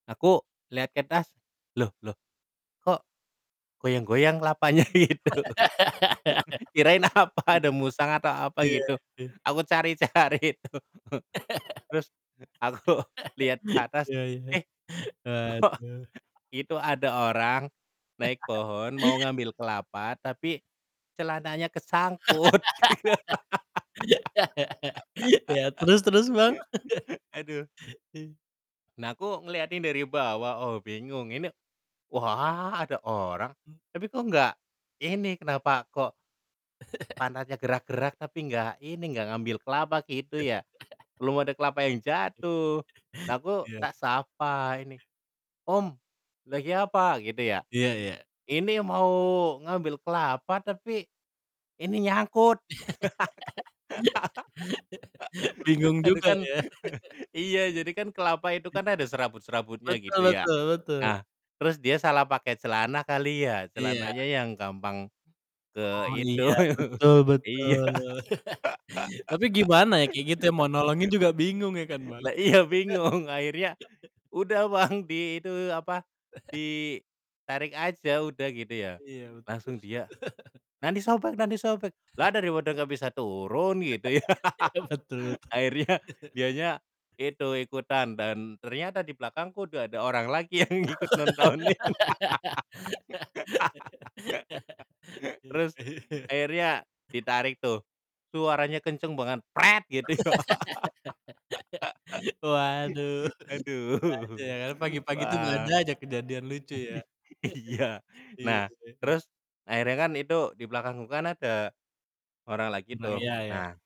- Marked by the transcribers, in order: laugh; laughing while speaking: "kelapanya? Gitu"; laughing while speaking: "apa"; laugh; laughing while speaking: "cari-cari itu"; laugh; laughing while speaking: "aku"; laughing while speaking: "kok"; laugh; laugh; laughing while speaking: "kesangkut"; laugh; chuckle; chuckle; laugh; laugh; laugh; laughing while speaking: "Ke"; laugh; chuckle; laugh; distorted speech; chuckle; laughing while speaking: "itu iya"; laugh; laughing while speaking: "iya, bingung"; laugh; laughing while speaking: "Bang"; chuckle; laugh; chuckle; laugh; chuckle; laughing while speaking: "ya. Akhirnya"; laugh; laughing while speaking: "yang ikut nontonin"; laugh; laughing while speaking: "Waduh"; other noise; laughing while speaking: "ya. Aduh"; laugh; laughing while speaking: "Iya"; laugh
- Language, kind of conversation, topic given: Indonesian, unstructured, Apa hal yang paling menyenangkan saat berolahraga di pagi hari?